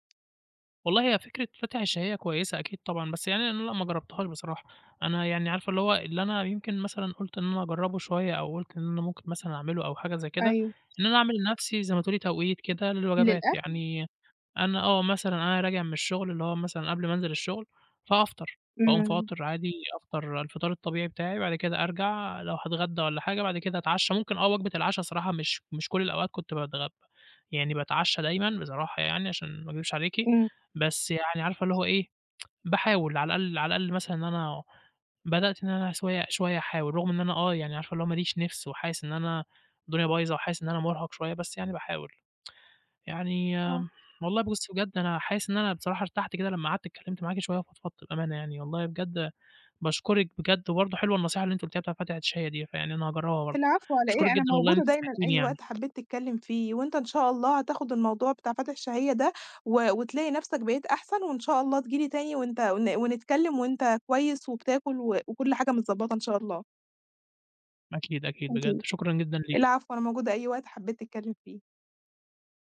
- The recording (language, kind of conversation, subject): Arabic, advice, إزاي أظبّط مواعيد أكلي بدل ما تبقى ملخبطة وبتخلّيني حاسس/ة بإرهاق؟
- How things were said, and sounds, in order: tapping; tsk; "شوية" said as "سوية"; tsk; other background noise